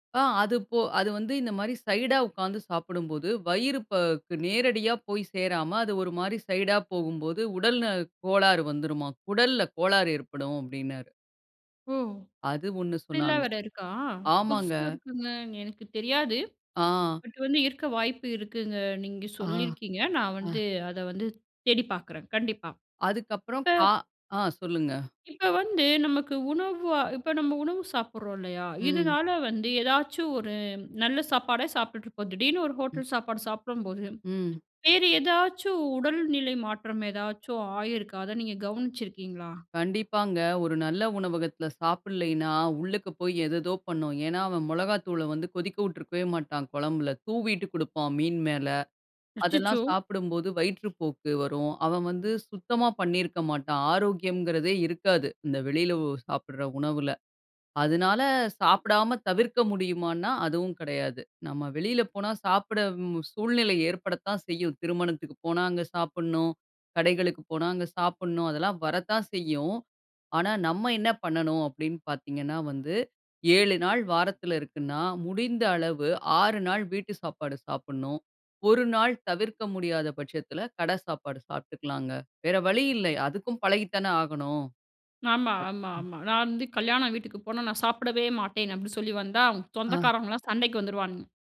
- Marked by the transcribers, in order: "உடல்ல" said as "உடல்ன"; surprised: "ஓ! அப்டிலாம் வேற இருக்கா. புதுசா இருக்குங்க"; tapping; afraid: "அச்சச்சோ!"; other background noise
- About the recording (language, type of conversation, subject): Tamil, podcast, உணவு சாப்பிடும்போது கவனமாக இருக்க நீங்கள் பின்பற்றும் பழக்கம் என்ன?